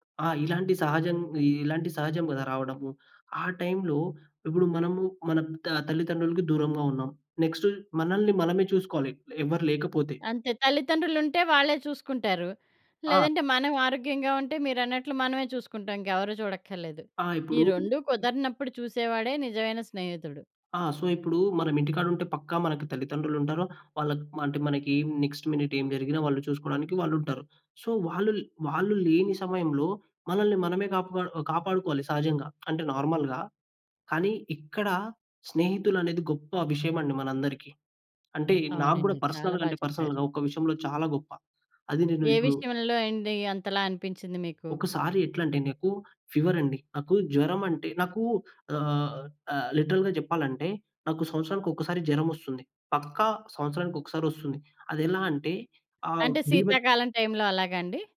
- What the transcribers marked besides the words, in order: in English: "టైంలో"; in English: "నెక్స్ట్"; other noise; in English: "సో"; in English: "నెక్స్ట్ మినిట్"; in English: "సో"; other background noise; in English: "నార్మల్‌గా"; in English: "పర్సనల్‌గా"; in English: "పర్సనల్‌గా"; "నాకు" said as "నెకు"; in English: "లిటరల్‌గా"; in English: "టైంలో"
- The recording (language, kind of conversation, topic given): Telugu, podcast, స్నేహితులు, కుటుంబం మీకు రికవరీలో ఎలా తోడ్పడారు?